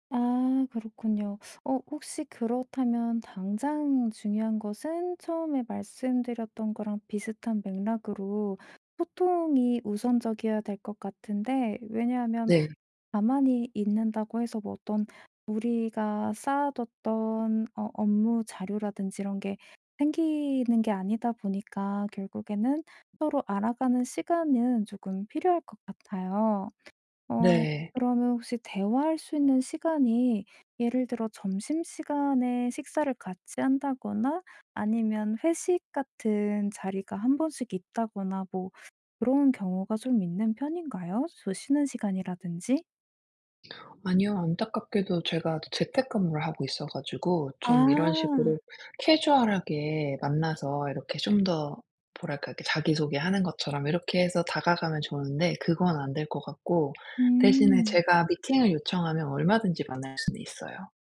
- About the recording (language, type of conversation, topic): Korean, advice, 멘토에게 부담을 주지 않으면서 효과적으로 도움을 요청하려면 어떻게 해야 하나요?
- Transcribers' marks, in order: other background noise; tapping